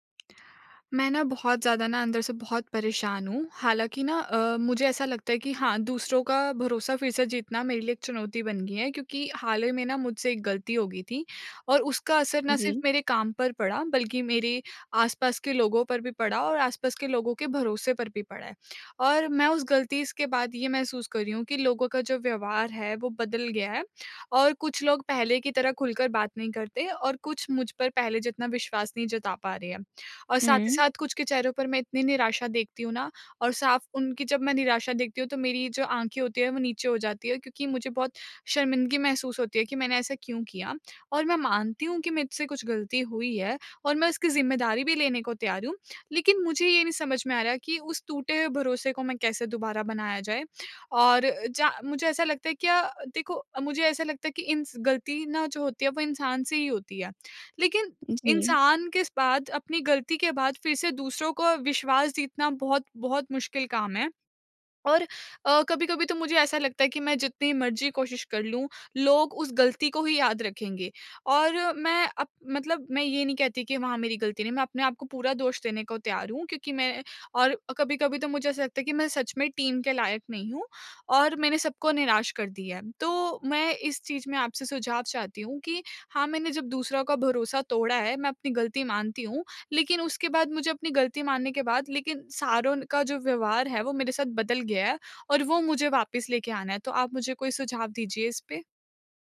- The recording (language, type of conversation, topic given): Hindi, advice, क्या मैं अपनी गलती के बाद टीम का भरोसा फिर से जीत सकता/सकती हूँ?
- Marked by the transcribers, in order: tapping; in English: "टीम"